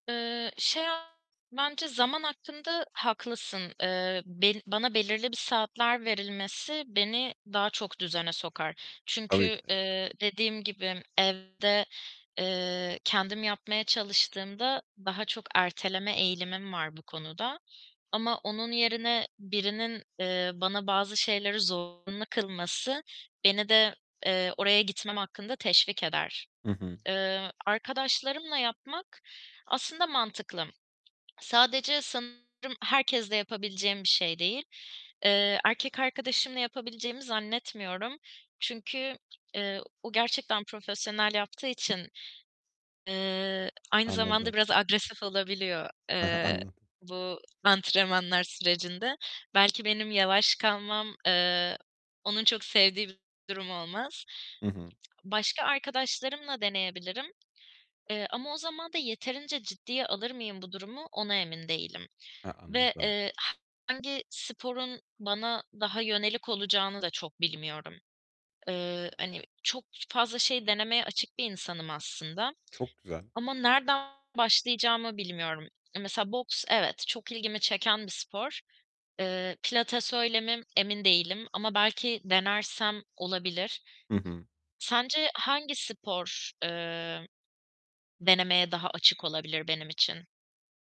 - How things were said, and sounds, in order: static; distorted speech; tapping; other background noise
- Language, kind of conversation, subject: Turkish, advice, Hareketsiz bir yaşam sürüyorsam günlük rutinime daha fazla hareketi nasıl ekleyebilirim?